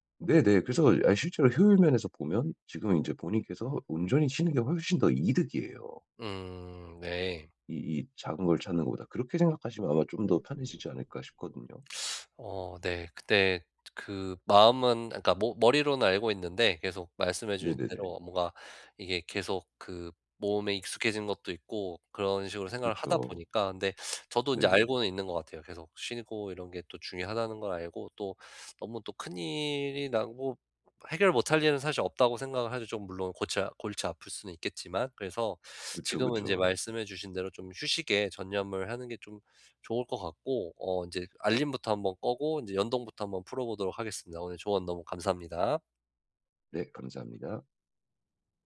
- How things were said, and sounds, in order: other background noise; teeth sucking
- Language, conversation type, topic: Korean, advice, 효과적으로 휴식을 취하려면 어떻게 해야 하나요?